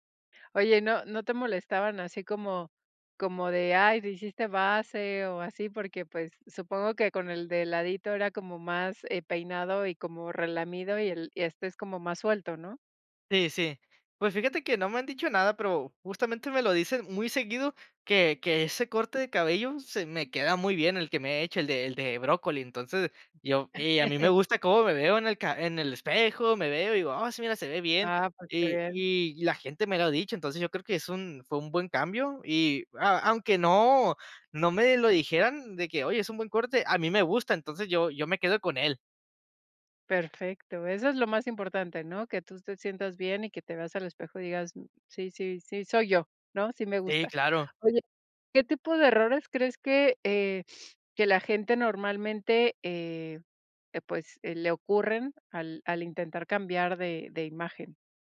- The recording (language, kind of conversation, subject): Spanish, podcast, ¿Qué consejo darías a alguien que quiere cambiar de estilo?
- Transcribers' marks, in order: tapping; chuckle; sniff